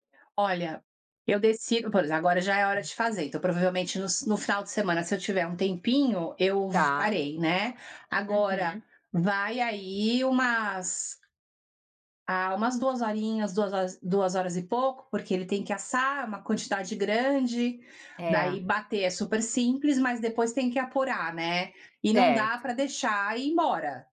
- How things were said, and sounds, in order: none
- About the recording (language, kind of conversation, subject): Portuguese, podcast, Você pode me contar sobre uma receita que passou de geração em geração na sua família?